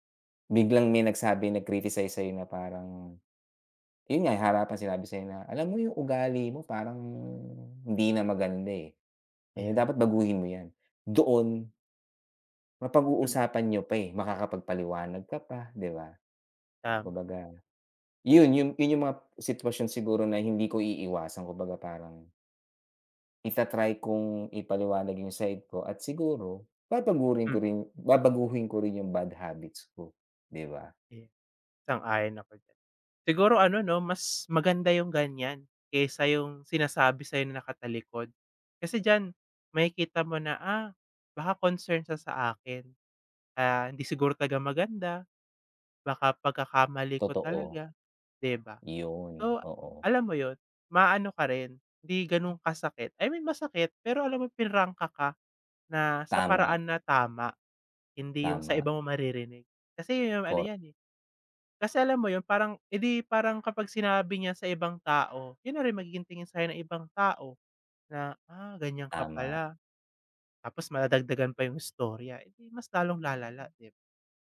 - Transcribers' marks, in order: none
- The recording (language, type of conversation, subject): Filipino, unstructured, Paano mo hinaharap ang mga taong hindi tumatanggap sa iyong pagkatao?